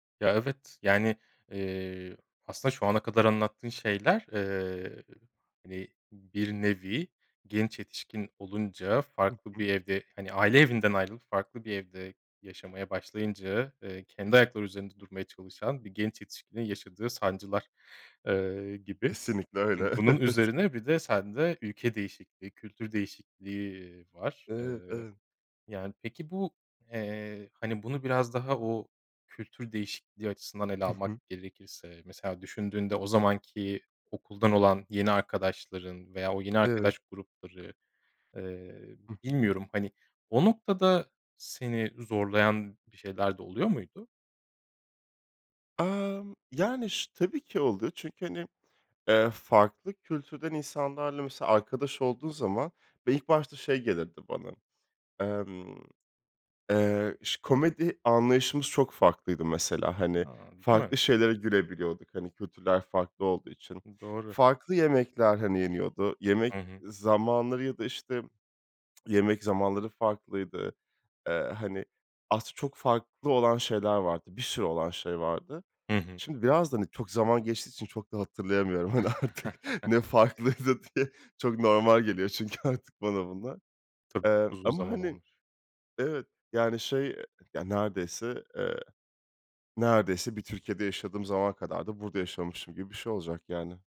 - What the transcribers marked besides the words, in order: laughing while speaking: "evet"; tsk; tapping; laughing while speaking: "hani, artık ne farklıydı diye"; chuckle; laughing while speaking: "çünkü artık bana"
- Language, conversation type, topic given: Turkish, podcast, Hayatında seni en çok değiştiren deneyim neydi?